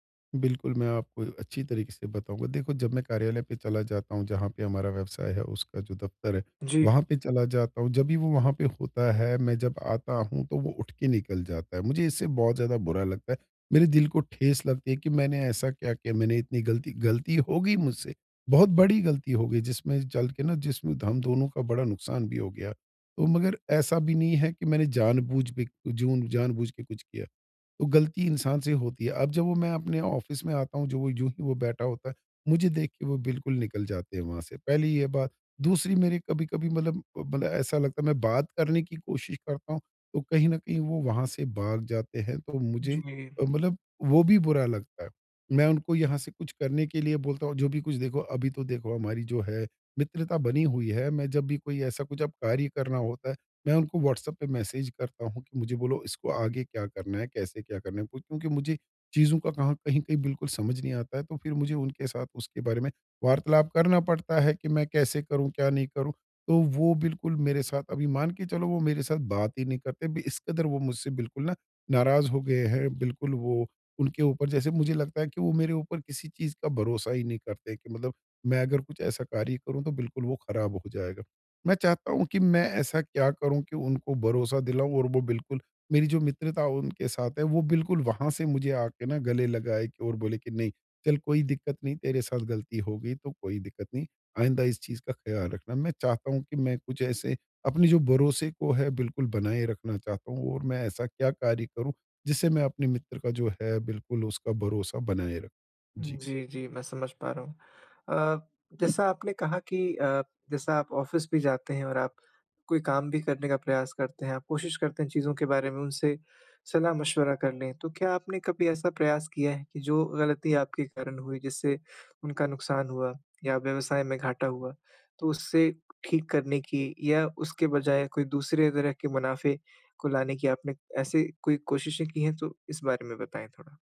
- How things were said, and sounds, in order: in English: "ऑफ़िस"; in English: "मैसेज"; in English: "ऑफिस"
- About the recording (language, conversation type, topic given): Hindi, advice, टूटे हुए भरोसे को धीरे-धीरे फिर से कैसे कायम किया जा सकता है?